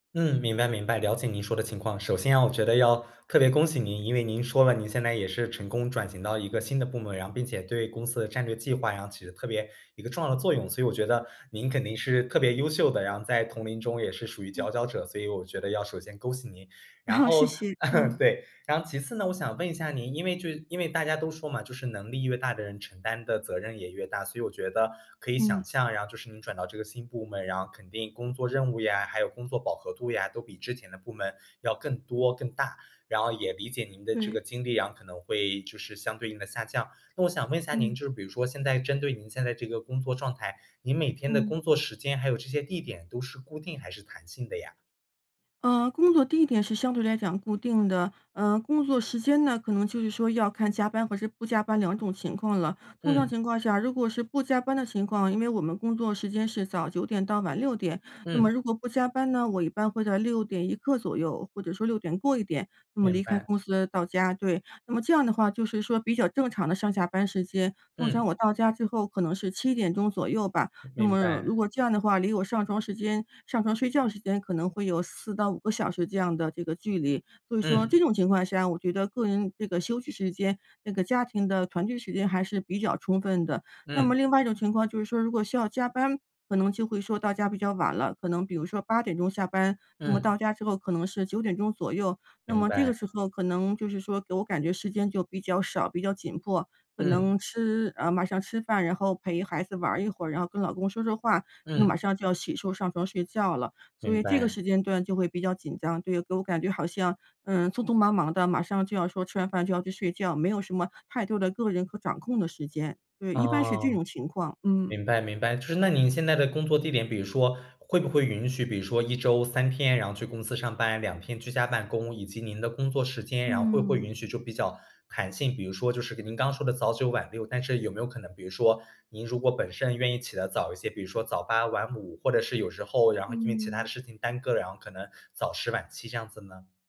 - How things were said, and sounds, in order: laughing while speaking: "好"; laugh; other background noise
- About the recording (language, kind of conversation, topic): Chinese, advice, 我该如何安排工作与生活的时间，才能每天更平衡、压力更小？